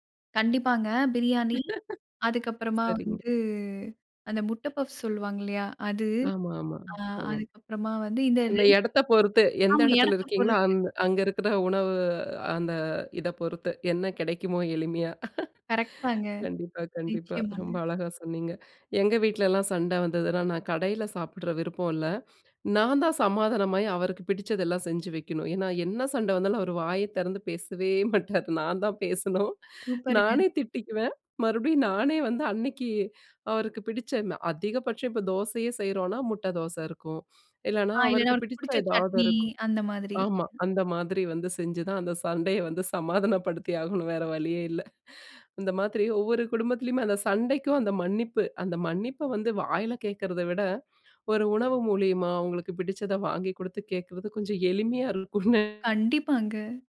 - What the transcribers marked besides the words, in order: chuckle; other noise; chuckle; other background noise; unintelligible speech
- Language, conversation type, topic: Tamil, podcast, ஓர் சண்டைக்குப் பிறகு வரும் ‘மன்னிப்பு உணவு’ பற்றி சொல்ல முடியுமா?